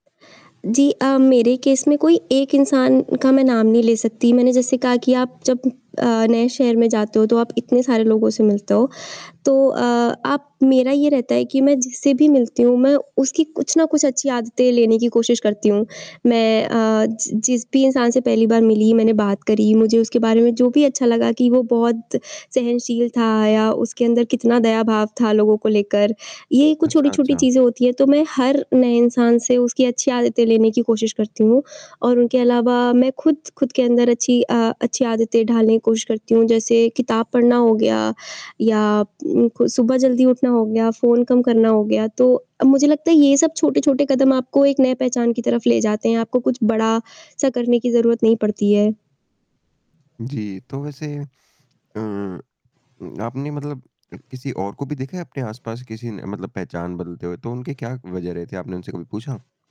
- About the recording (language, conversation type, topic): Hindi, podcast, अपनी पहचान बदलने के लिए आपने पहला कदम क्या उठाया?
- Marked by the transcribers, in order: static; tapping